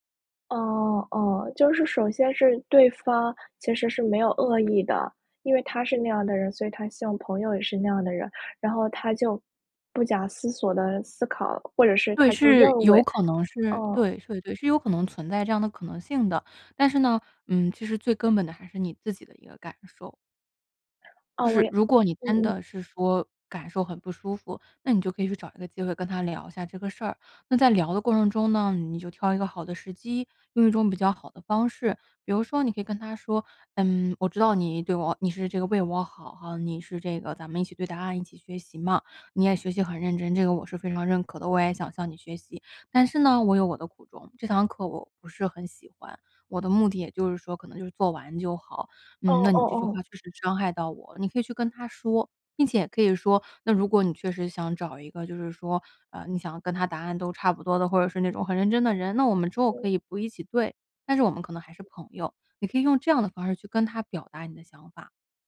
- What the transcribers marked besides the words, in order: other background noise
- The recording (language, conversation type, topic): Chinese, advice, 朋友对我某次行为作出严厉评价让我受伤，我该怎么面对和沟通？